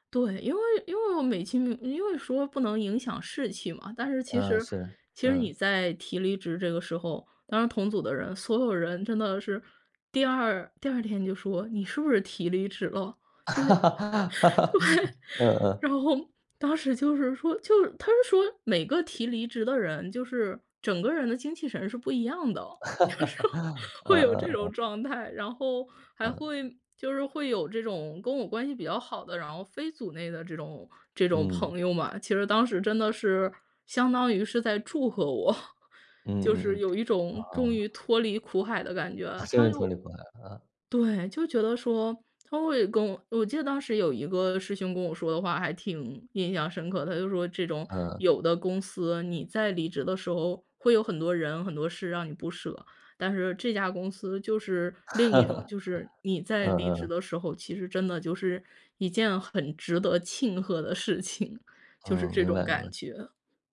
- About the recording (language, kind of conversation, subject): Chinese, podcast, 你如何判断该坚持还是该放弃呢?
- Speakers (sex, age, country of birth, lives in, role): female, 30-34, China, United States, guest; male, 35-39, China, Poland, host
- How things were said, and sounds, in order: laugh; chuckle; laughing while speaking: "对"; laugh; laughing while speaking: "就是会有这种状态"; laughing while speaking: "我"; laughing while speaking: "真是"; other background noise; laugh